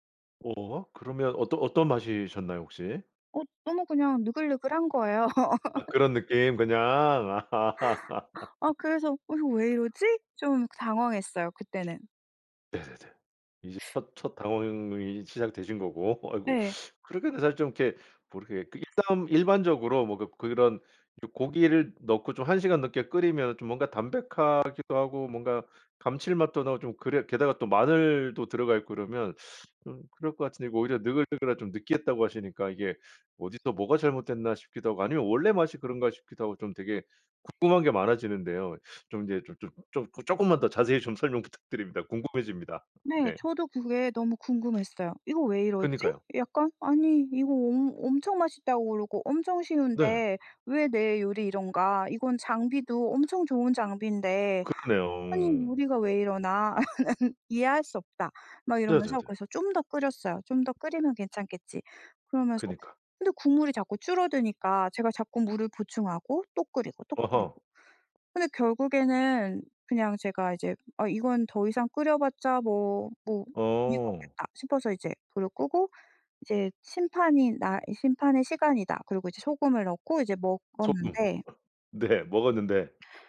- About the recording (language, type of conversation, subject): Korean, podcast, 실패한 요리 경험을 하나 들려주실 수 있나요?
- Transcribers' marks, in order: laugh; laughing while speaking: "아"; laugh; sniff; other background noise; sniff; laugh; tapping